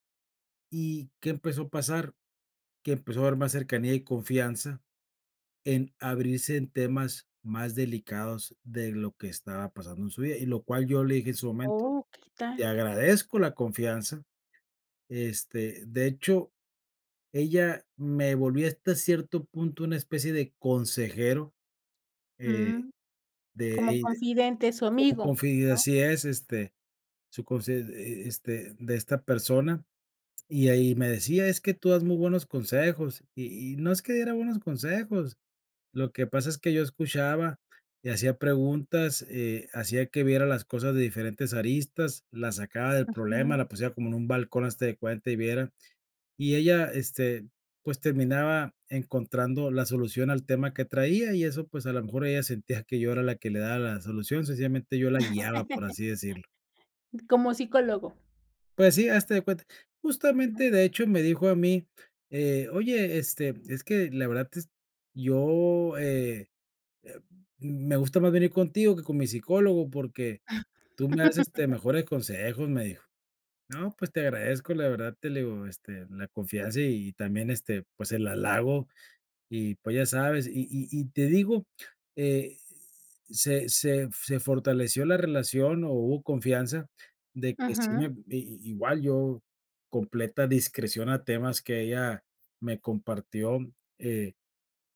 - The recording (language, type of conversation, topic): Spanish, podcast, ¿Cómo usar la escucha activa para fortalecer la confianza?
- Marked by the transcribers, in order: laugh; other noise; laugh; tapping